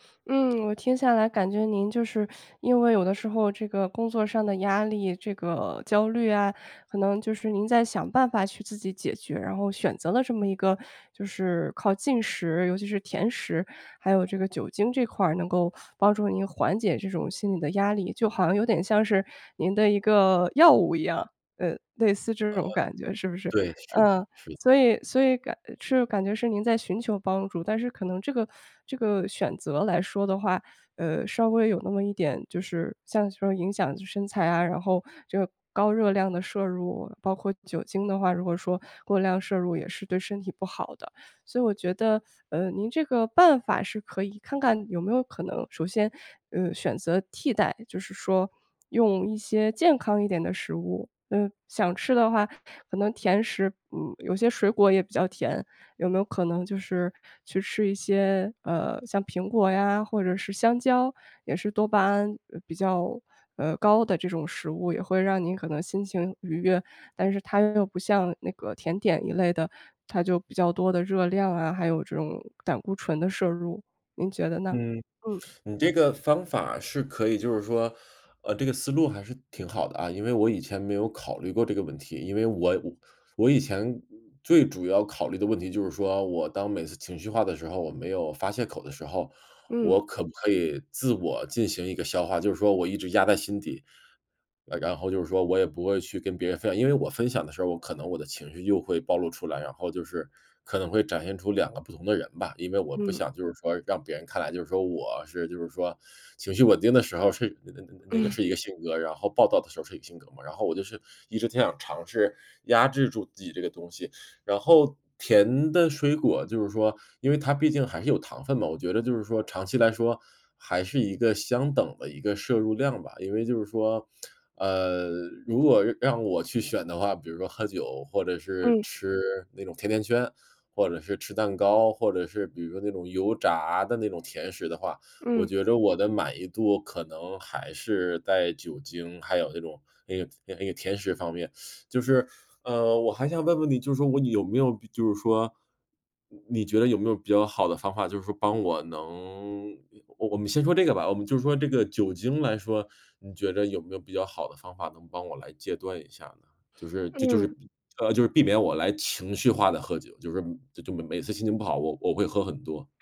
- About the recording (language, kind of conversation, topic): Chinese, advice, 我发现自己会情绪化进食，应该如何应对？
- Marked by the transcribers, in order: teeth sucking; teeth sucking; other noise; laughing while speaking: "嗯"; lip smack; teeth sucking; drawn out: "能"; hiccup